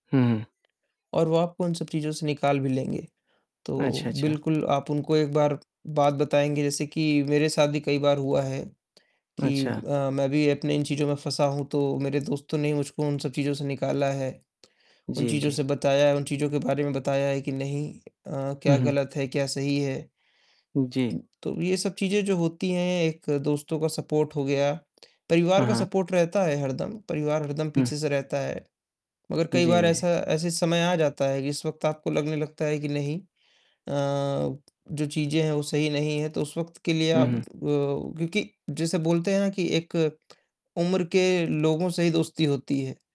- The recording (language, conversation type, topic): Hindi, unstructured, जब आपका मनोबल गिरता है, तो आप खुद को कैसे संभालते हैं?
- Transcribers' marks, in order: static; distorted speech; tapping; in English: "सपोर्ट"; in English: "सपोर्ट"